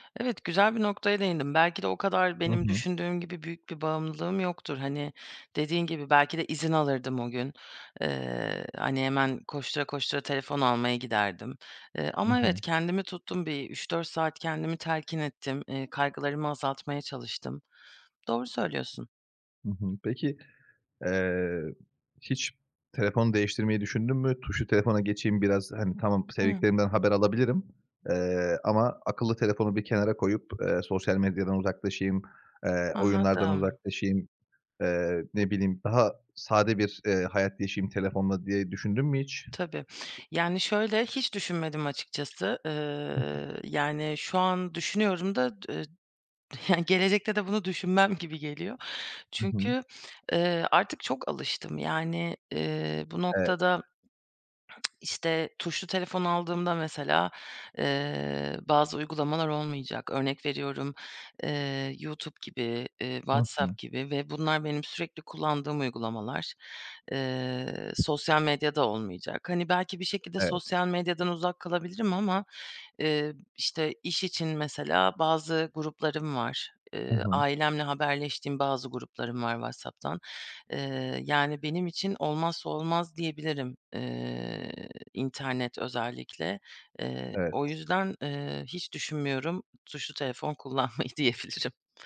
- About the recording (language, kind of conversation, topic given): Turkish, podcast, Telefon olmadan bir gün geçirsen sence nasıl olur?
- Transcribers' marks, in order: other background noise; tapping; unintelligible speech; laughing while speaking: "yani"; laughing while speaking: "kullanmayı diyebilirim"